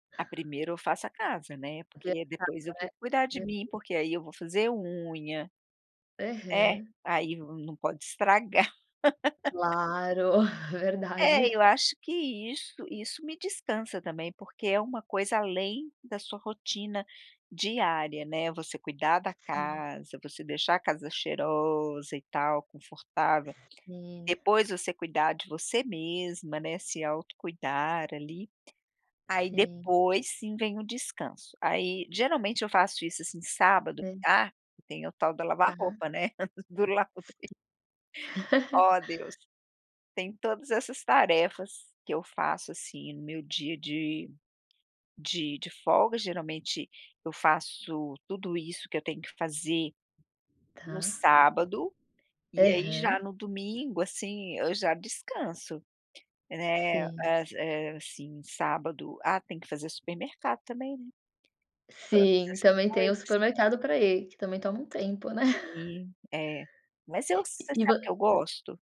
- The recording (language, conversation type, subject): Portuguese, podcast, Como você define um dia perfeito de descanso em casa?
- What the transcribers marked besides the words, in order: unintelligible speech; laugh; tapping; laugh; laughing while speaking: "do laundry"; in English: "laundry"; chuckle; other background noise